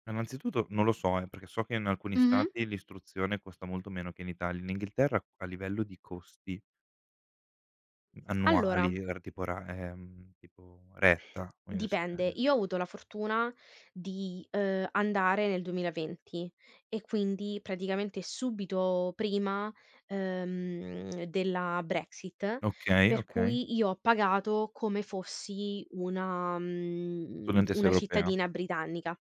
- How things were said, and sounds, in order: "Innanzitutto" said as "annanzituto"
- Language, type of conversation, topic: Italian, unstructured, Credi che la scuola sia uguale per tutti gli studenti?
- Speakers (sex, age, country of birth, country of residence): female, 20-24, Italy, Italy; male, 25-29, Italy, Italy